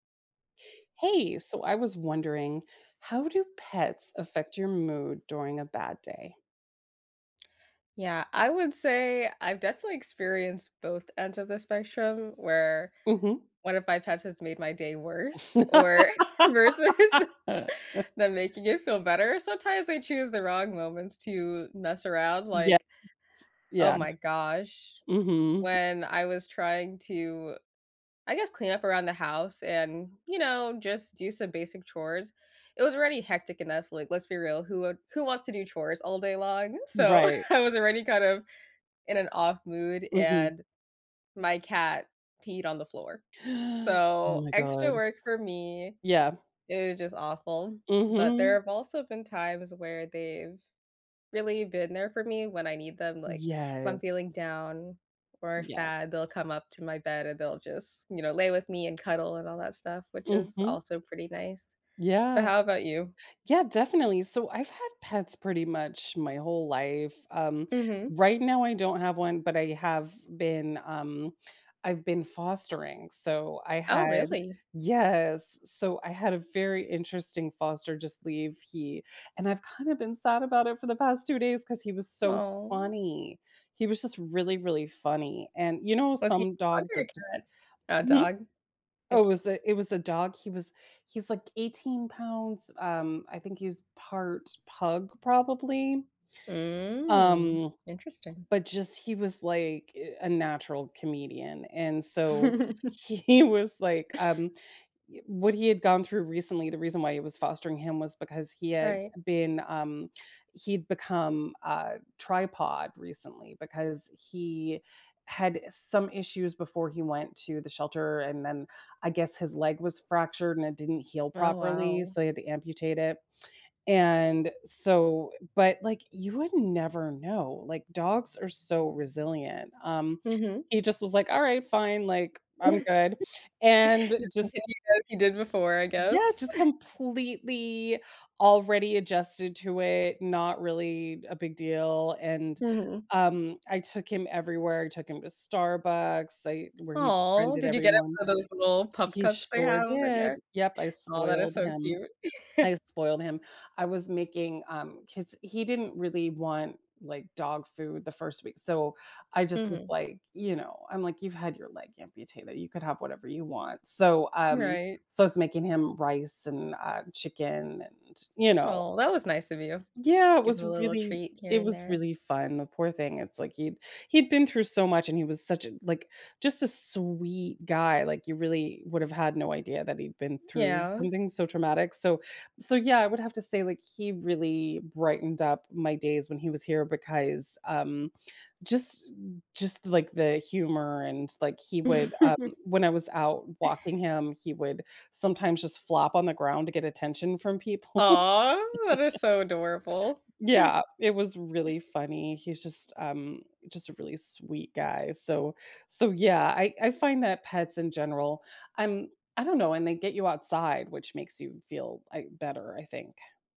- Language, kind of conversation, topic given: English, unstructured, How can my pet help me feel better on bad days?
- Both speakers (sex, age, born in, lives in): female, 20-24, United States, United States; female, 45-49, United States, United States
- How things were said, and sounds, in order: laugh; laughing while speaking: "versus"; laughing while speaking: "I"; gasp; tapping; drawn out: "Mm"; laughing while speaking: "he was"; chuckle; lip smack; laugh; laugh; laugh; chuckle; laughing while speaking: "people"; chuckle; other background noise